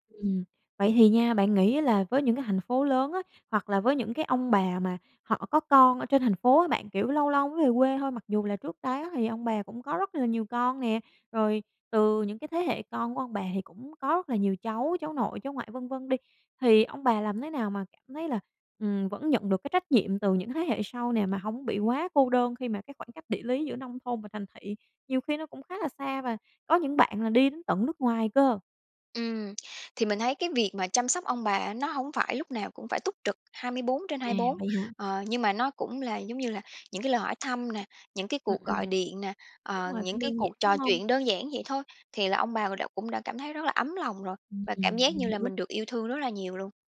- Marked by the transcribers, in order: tapping; tsk
- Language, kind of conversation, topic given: Vietnamese, podcast, Bạn thấy trách nhiệm chăm sóc ông bà nên thuộc về thế hệ nào?